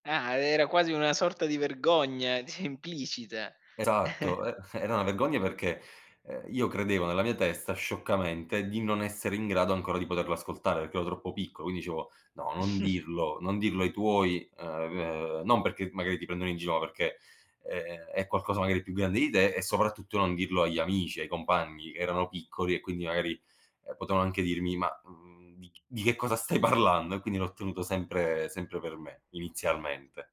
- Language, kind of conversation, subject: Italian, podcast, C’è un brano che ti fa sentire subito a casa?
- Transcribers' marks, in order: chuckle; chuckle; drawn out: "mhmm"